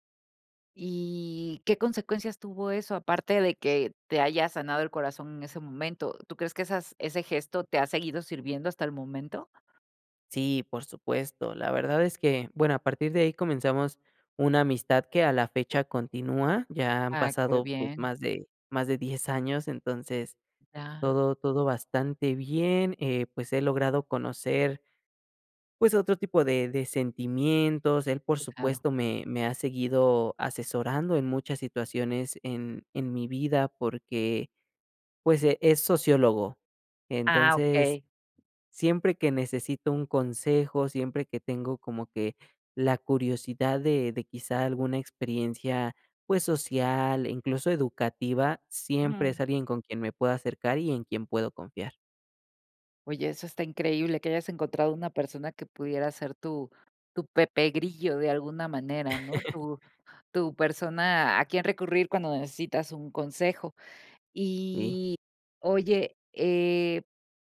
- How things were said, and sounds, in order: other background noise; "qué" said as "cué"; laugh
- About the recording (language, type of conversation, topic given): Spanish, podcast, ¿Qué pequeño gesto tuvo consecuencias enormes en tu vida?